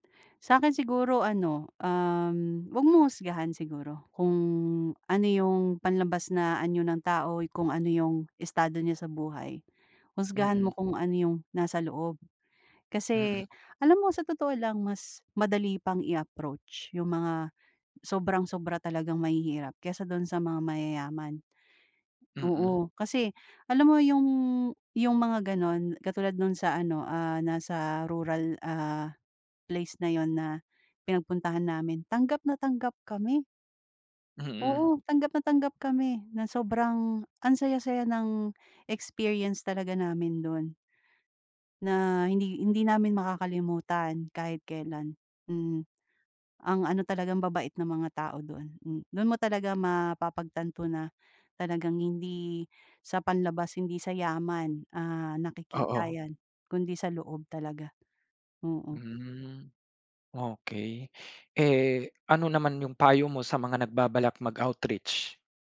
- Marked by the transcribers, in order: none
- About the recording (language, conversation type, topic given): Filipino, podcast, Ano ang pinaka-nakakagulat na kabutihang-loob na naranasan mo sa ibang lugar?